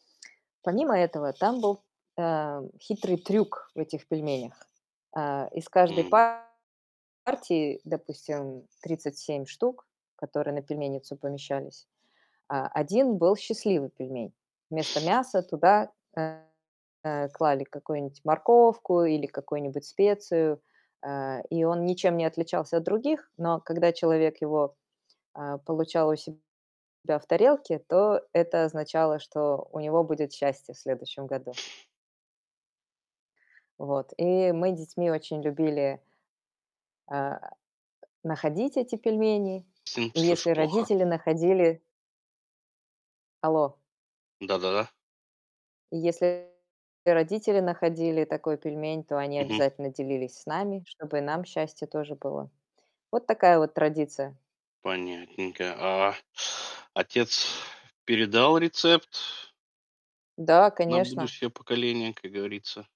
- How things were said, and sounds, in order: other background noise; distorted speech; other noise; sniff; sniff; tapping
- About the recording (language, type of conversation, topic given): Russian, podcast, Какие семейные традиции для тебя самые важные?